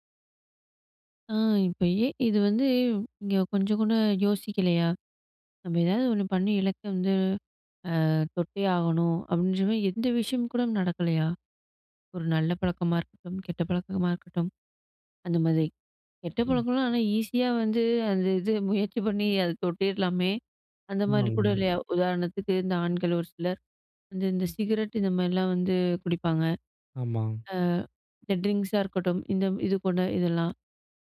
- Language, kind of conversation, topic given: Tamil, podcast, ஒரு பழக்கத்தை உடனே மாற்றலாமா, அல்லது படிப்படியாக மாற்றுவது நல்லதா?
- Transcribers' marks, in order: in English: "ஈஸியா"; laughing while speaking: "முயற்சி பண்ணி"; in another language: "சிகரெட்"; in English: "ட்ரிங்க்ஸா"; other noise